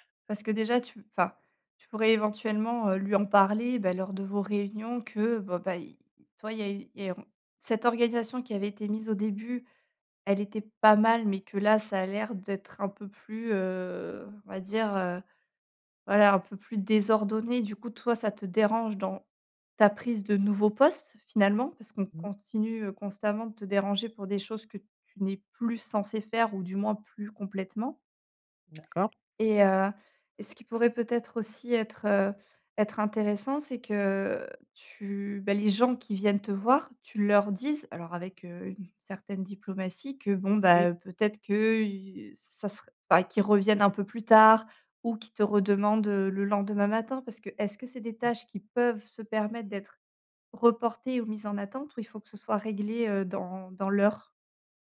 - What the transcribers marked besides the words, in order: none
- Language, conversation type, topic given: French, advice, Comment décrirais-tu ton environnement de travail désordonné, et en quoi nuit-il à ta concentration profonde ?